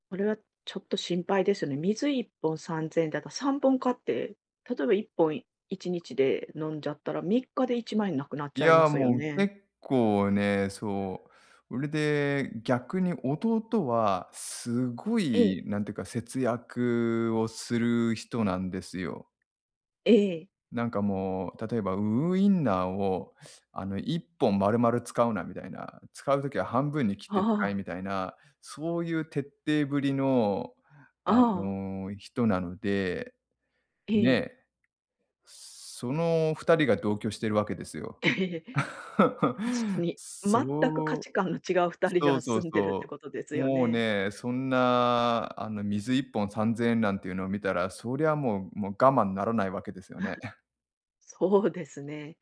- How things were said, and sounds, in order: chuckle; chuckle
- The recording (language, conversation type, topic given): Japanese, advice, 依存症や健康問題のあるご家族への対応をめぐって意見が割れている場合、今どのようなことが起きていますか？